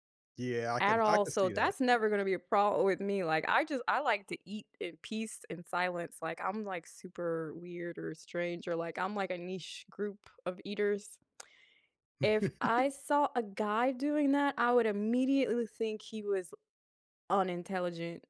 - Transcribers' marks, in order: chuckle
- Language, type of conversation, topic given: English, unstructured, What is your opinion on chewing with your mouth open?
- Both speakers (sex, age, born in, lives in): female, 45-49, United States, United States; male, 55-59, United States, United States